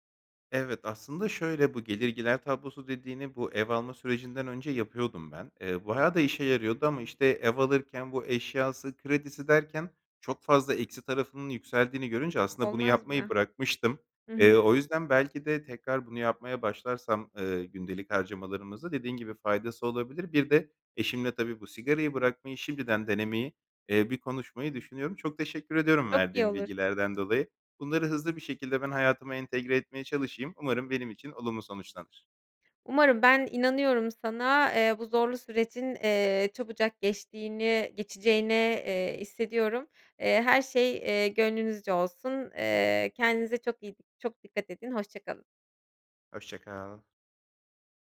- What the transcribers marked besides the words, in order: other background noise
- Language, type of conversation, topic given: Turkish, advice, Düzenli tasarruf alışkanlığını nasıl edinebilirim?